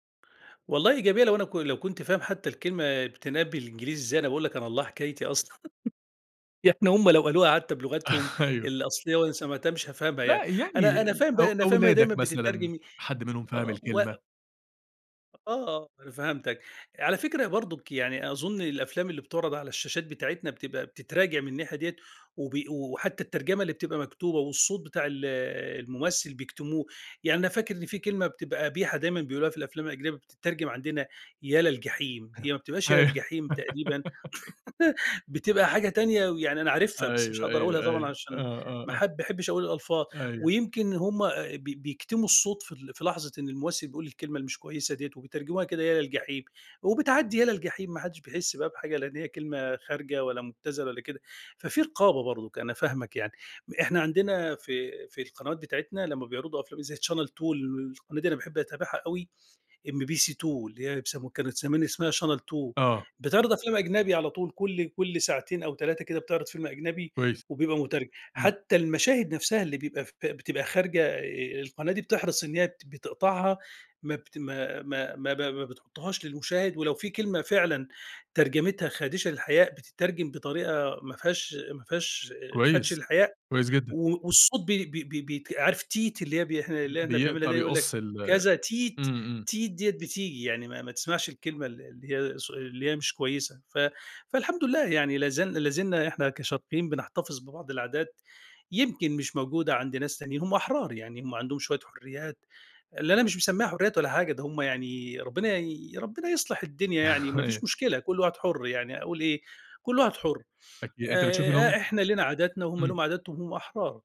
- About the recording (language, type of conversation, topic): Arabic, podcast, إيه رأيك في دبلجة الأفلام للّغة العربية؟
- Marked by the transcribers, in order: chuckle; laughing while speaking: "أيوه"; laugh; chuckle; in English: "Channel Two"; chuckle